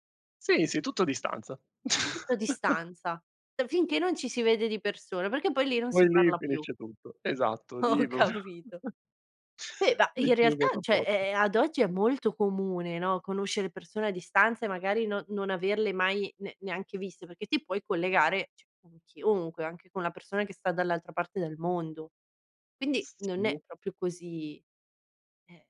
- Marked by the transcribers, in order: chuckle; "perché" said as "peché"; laughing while speaking: "Ho capito"; laughing while speaking: "popio"; "proprio" said as "popio"; chuckle; "averle" said as "avelle"; "perché" said as "pecché"; "cioè" said as "ceh"; "proprio" said as "propio"
- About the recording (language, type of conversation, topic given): Italian, podcast, Che ruolo hanno i social nella tua rete di supporto?